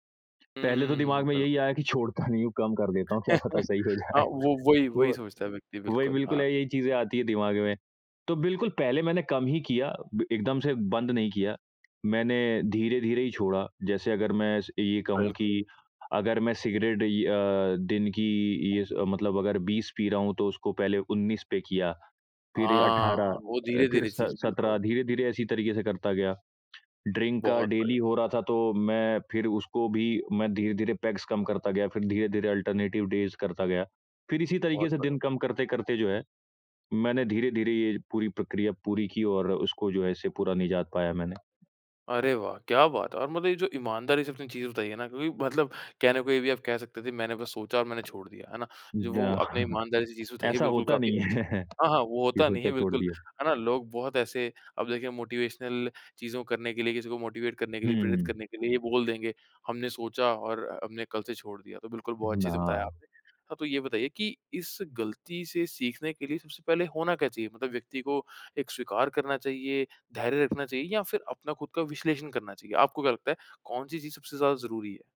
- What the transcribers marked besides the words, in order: laughing while speaking: "नहीं हूँ"; chuckle; laughing while speaking: "क्या पता सही हो जाए?"; tapping; in English: "ड्रिंक"; in English: "डेली"; in English: "पेग्स"; in English: "अल्टरनेटिव डेज़"; chuckle; laughing while speaking: "है"; in English: "मोटिवेशनल"; in English: "मोटिवेट"
- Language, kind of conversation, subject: Hindi, podcast, किस मौके पर आपको लगा कि आपकी किसी गलती से आपको उससे भी बड़ी सीख मिली, और क्या आप उसकी कोई मिसाल दे सकते हैं?